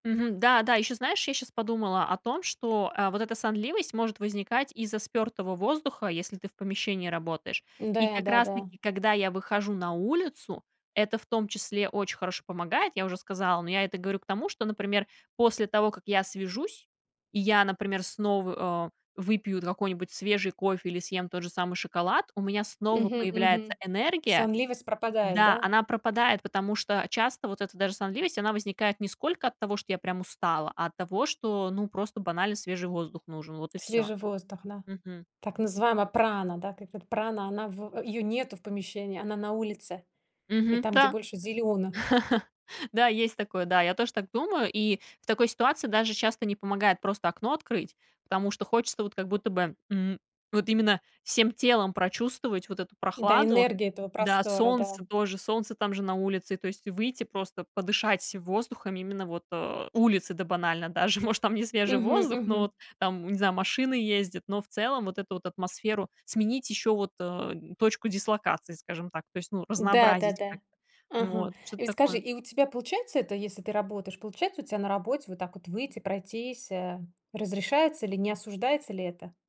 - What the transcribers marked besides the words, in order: laugh; laughing while speaking: "может"
- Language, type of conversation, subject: Russian, podcast, Как понять, что вам нужен отдых, а не ещё чашка кофе?